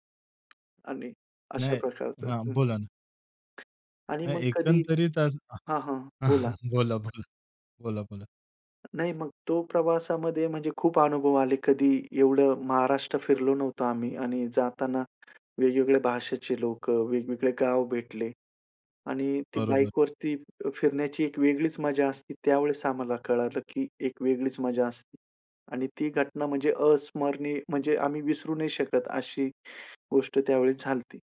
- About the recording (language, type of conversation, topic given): Marathi, podcast, एकट्याने प्रवास करताना सुरक्षित वाटण्यासाठी तू काय करतोस?
- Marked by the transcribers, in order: tapping; other background noise; chuckle